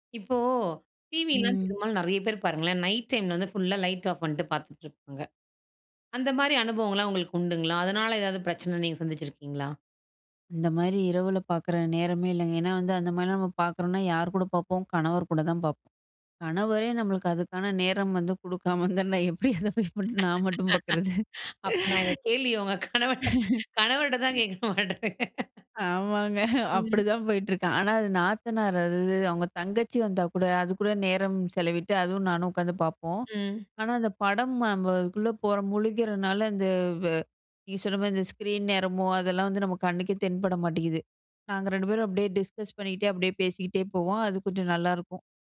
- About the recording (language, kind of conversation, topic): Tamil, podcast, உங்கள் தினசரி திரை நேரத்தை நீங்கள் எப்படி நிர்வகிக்கிறீர்கள்?
- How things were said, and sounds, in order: in English: "ஃபுல்லா லைட் ஆஃப்"; laugh; laughing while speaking: "எப்படி அதை போய் நான் மட்டும் பார்க்கறது?"; laughing while speaking: "அப்ப நான் இந்த கேள்விய உங்க கணவன் கணவர்ட்ட தான் கேட்கணும் அடுத்து"; chuckle; laughing while speaking: "ஆமாங்க. அப்படிதான் போயிட்டுருக்கேன்"; in English: "ஸ்க்ரீன்"; in English: "டிஸ்கஸ்"